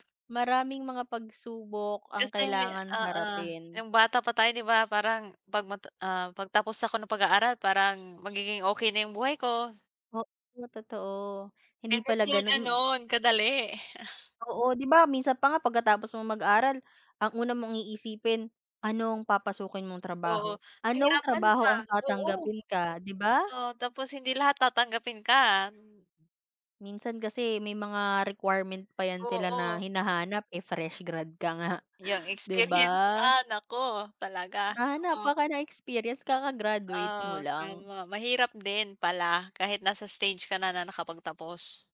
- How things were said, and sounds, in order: chuckle
- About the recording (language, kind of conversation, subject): Filipino, unstructured, Ano ang mga pangarap mo sa hinaharap?
- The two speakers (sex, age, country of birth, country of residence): female, 25-29, Philippines, Philippines; female, 25-29, Philippines, Philippines